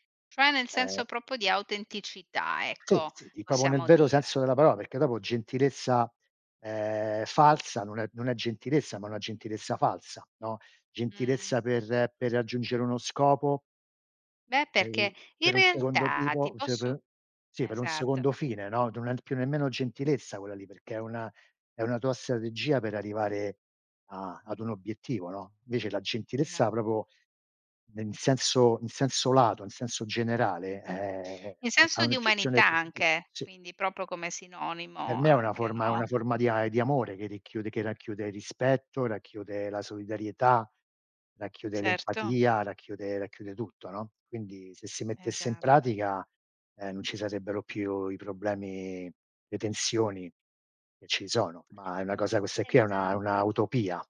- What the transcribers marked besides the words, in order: "proprio" said as "propo"; "proprio" said as "popo"; other background noise; "cioè" said as "ceh"; tapping; "proprio" said as "propo"; "proprio" said as "propo"
- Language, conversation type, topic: Italian, unstructured, Qual è il ruolo della gentilezza nella tua vita?